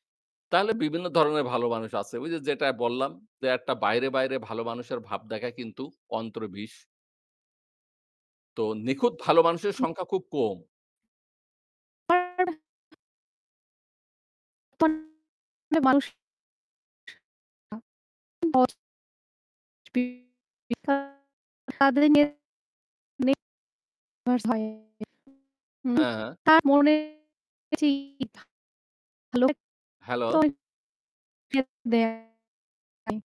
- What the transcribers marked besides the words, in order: distorted speech; unintelligible speech; unintelligible speech; unintelligible speech
- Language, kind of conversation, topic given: Bengali, unstructured, আপনার মতে একজন ভালো মানুষ হওয়া বলতে কী বোঝায়?